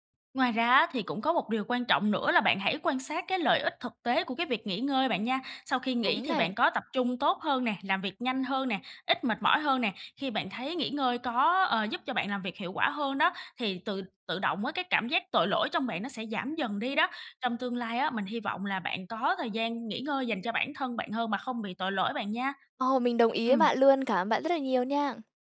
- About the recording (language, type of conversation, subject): Vietnamese, advice, Làm sao để nghỉ ngơi mà không thấy tội lỗi?
- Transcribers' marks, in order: tapping; other background noise